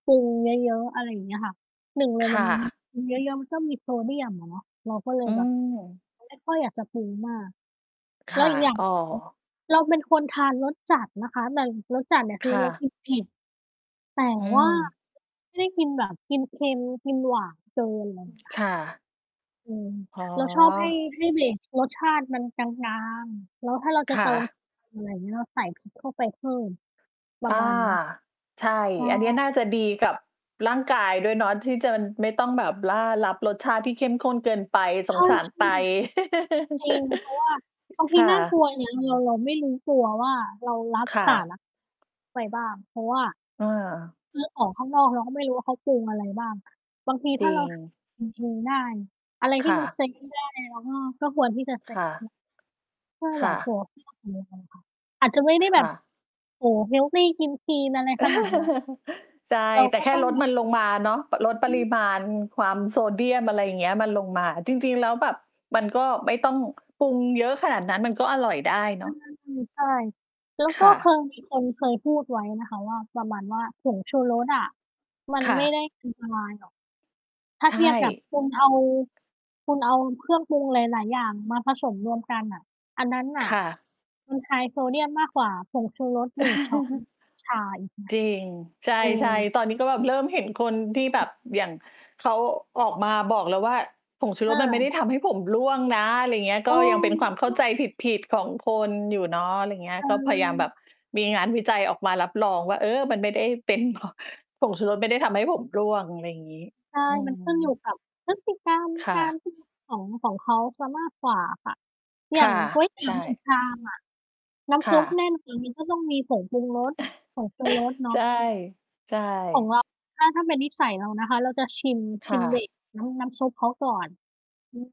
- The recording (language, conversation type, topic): Thai, unstructured, คุณมีเคล็ดลับอะไรในการทำอาหารให้อร่อยขึ้นบ้างไหม?
- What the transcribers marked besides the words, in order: distorted speech; background speech; chuckle; unintelligible speech; chuckle; in English: "ไฮ"; chuckle; other noise; mechanical hum; laughing while speaking: "เพราะ"; chuckle